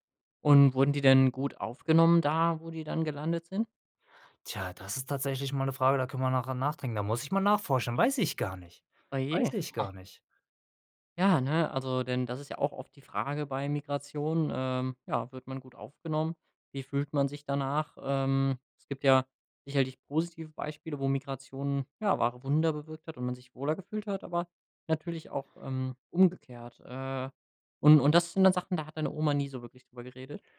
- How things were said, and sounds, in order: anticipating: "weiß ich"; other background noise
- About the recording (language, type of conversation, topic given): German, podcast, Welche Geschichten über Krieg, Flucht oder Migration kennst du aus deiner Familie?